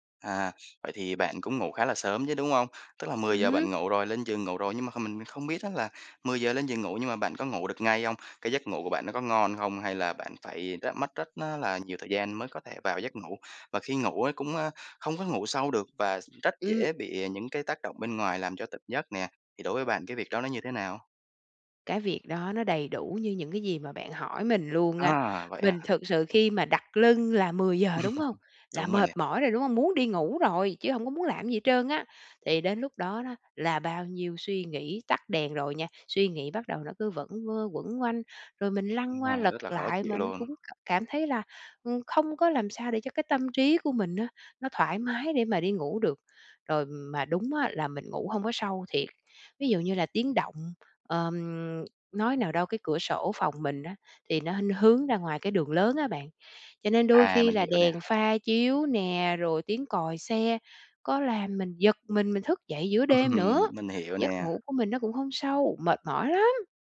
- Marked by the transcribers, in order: laugh; tapping; laughing while speaking: "Ừm"
- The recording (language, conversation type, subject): Vietnamese, advice, Làm sao để duy trì giấc ngủ đều đặn khi bạn thường mất ngủ hoặc ngủ quá muộn?
- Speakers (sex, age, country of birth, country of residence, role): female, 40-44, Vietnam, Vietnam, user; male, 25-29, Vietnam, Vietnam, advisor